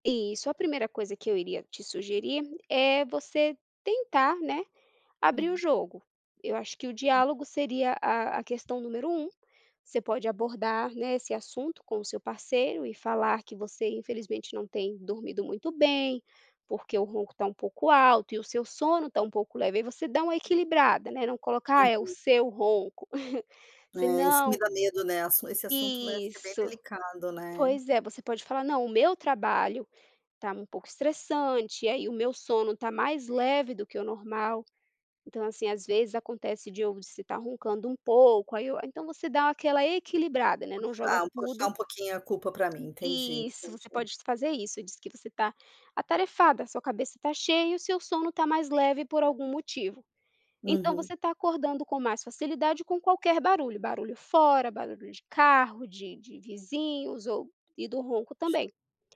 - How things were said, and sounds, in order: unintelligible speech; other background noise; unintelligible speech; chuckle; tapping
- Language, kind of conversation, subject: Portuguese, advice, Como posso lidar com o ronco do meu parceiro que interrompe meu sono com frequência?